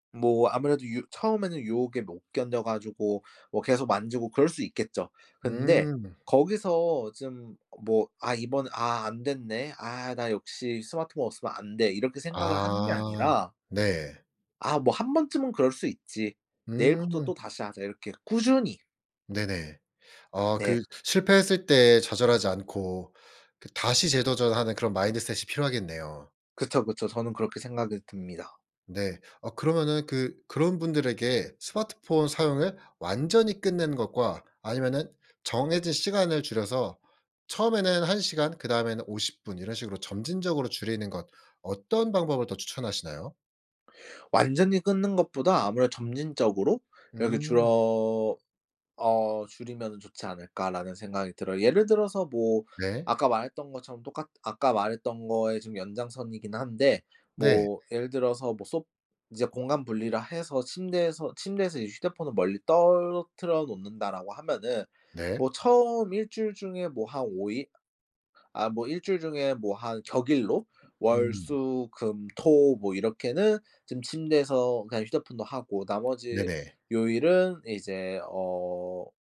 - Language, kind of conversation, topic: Korean, podcast, 취침 전에 스마트폰 사용을 줄이려면 어떻게 하면 좋을까요?
- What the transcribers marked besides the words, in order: other background noise; tapping; in English: "마인드셋이"